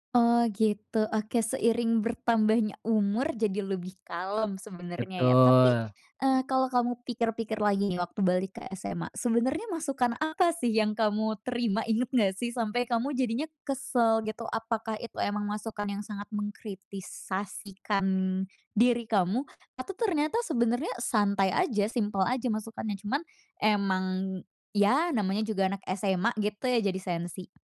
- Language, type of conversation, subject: Indonesian, podcast, Bagaimana cara kamu memberi dan menerima masukan tanpa merasa tersinggung?
- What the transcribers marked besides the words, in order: tapping